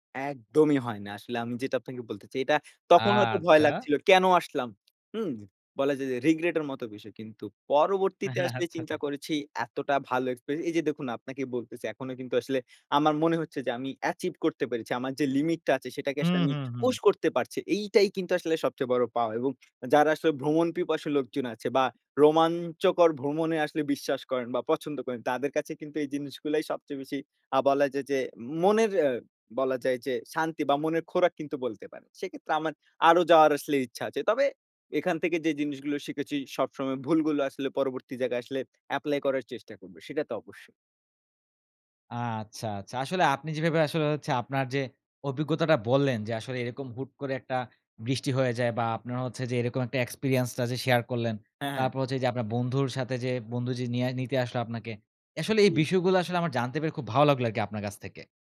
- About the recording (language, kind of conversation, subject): Bengali, podcast, তোমার জীবনের সবচেয়ে স্মরণীয় সাহসিক অভিযানের গল্প কী?
- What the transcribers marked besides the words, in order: in English: "রিগ্রেট"; chuckle; in English: "এক্সপেরি"; "এক্সপেরিয়েন্স" said as "এক্সপেরি"; in English: "অ্যাচিভ"; in English: "এক্সপেরিয়েন্স"